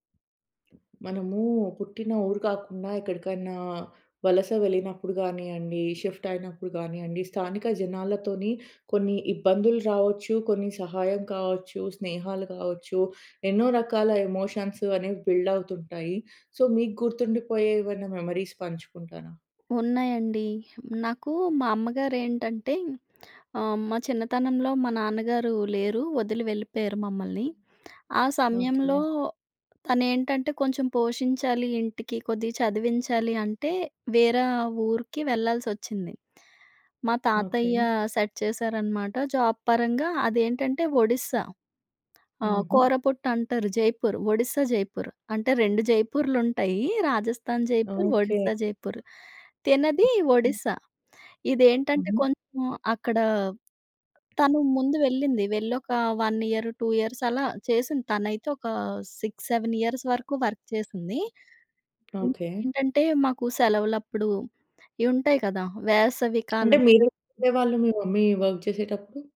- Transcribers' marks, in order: in English: "ఎమోషన్స్"; in English: "సో"; in English: "మెమరీస్"; in English: "సెట్"; tapping; in English: "జాబ్"; in English: "వన్ ఇయర్, టూ ఇయర్స్"; in English: "సిక్స్ సెవెన్ ఇయర్స్"; in English: "వర్క్"; in English: "మమ్మీ వర్క్"
- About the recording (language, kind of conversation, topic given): Telugu, podcast, స్థానిక జనాలతో కలిసినప్పుడు మీకు గుర్తుండిపోయిన కొన్ని సంఘటనల కథలు చెప్పగలరా?